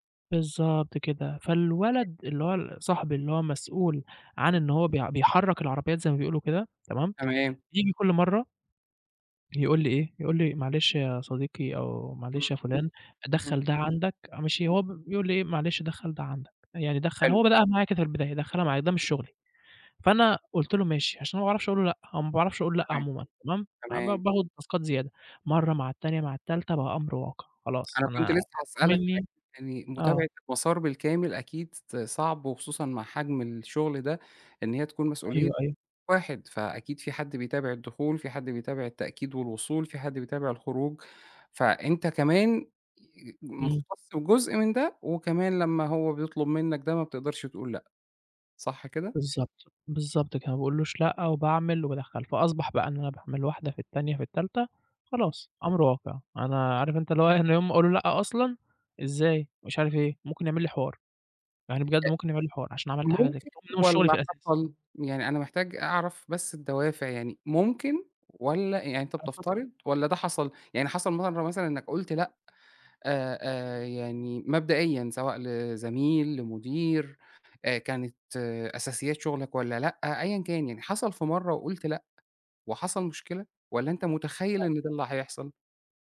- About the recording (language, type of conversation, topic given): Arabic, advice, إزاي أقدر أقول لا لزمايلي من غير ما أحس بالذنب؟
- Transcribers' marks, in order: tapping; other background noise; in English: "تاسكات"